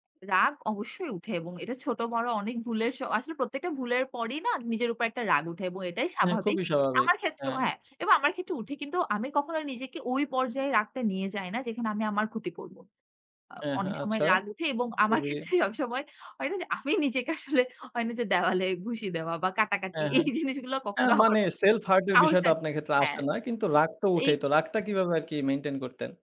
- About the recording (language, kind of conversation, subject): Bengali, podcast, আপনার কি কখনও এমন অভিজ্ঞতা হয়েছে, যখন আপনি নিজেকে ক্ষমা করতে পেরেছেন?
- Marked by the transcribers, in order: other background noise; laughing while speaking: "আমার ক্ষেত্রে"; laughing while speaking: "আমি নিজেকে আসলে"; laughing while speaking: "জিনিসগুলো কখনো আমার"